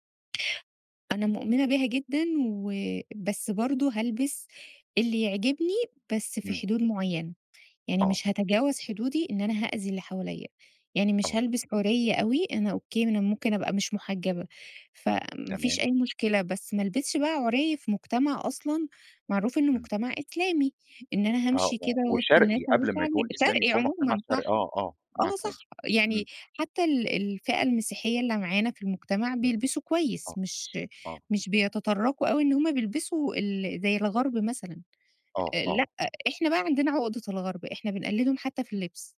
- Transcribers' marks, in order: tapping
- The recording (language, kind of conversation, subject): Arabic, podcast, إزاي بتتعامل/بتتعاملي مع آراء الناس على لبسك؟